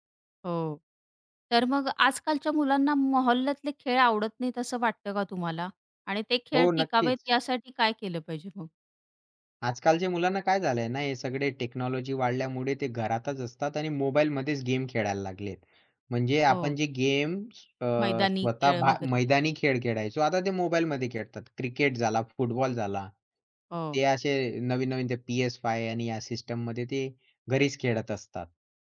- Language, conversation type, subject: Marathi, podcast, तुमच्या वाडीत लहानपणी खेळलेल्या खेळांची तुम्हाला कशी आठवण येते?
- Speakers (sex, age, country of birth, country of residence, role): female, 35-39, India, India, host; male, 20-24, India, India, guest
- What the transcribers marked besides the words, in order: in Arabic: "मोहल्ल्या"; in English: "टेक्नॉलॉजी"; tapping